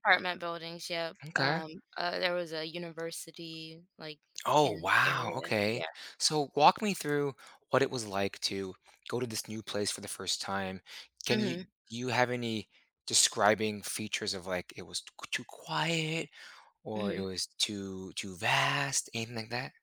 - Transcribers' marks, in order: tapping
- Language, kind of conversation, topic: English, advice, How can I enjoy nature more during my walks?